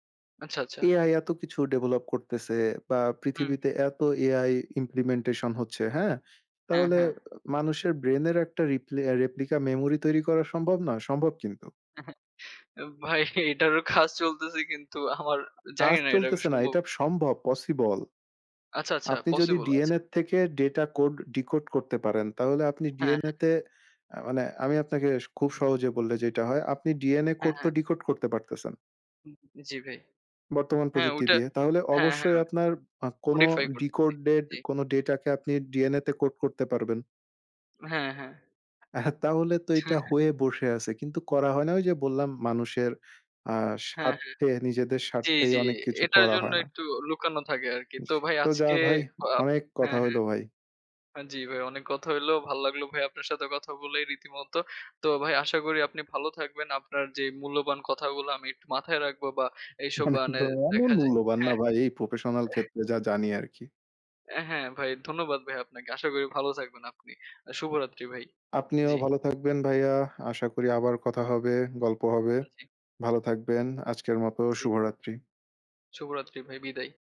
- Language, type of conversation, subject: Bengali, unstructured, আপনার জীবনে প্রযুক্তি সবচেয়ে বড় কোন ইতিবাচক পরিবর্তন এনেছে?
- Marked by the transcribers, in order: tapping; in English: "ইমপ্লিমেন্টেশন"; chuckle; laughing while speaking: "ভাই এটারও কাজ চলতেছে"; chuckle; laughing while speaking: "মানে একদম"; chuckle; other background noise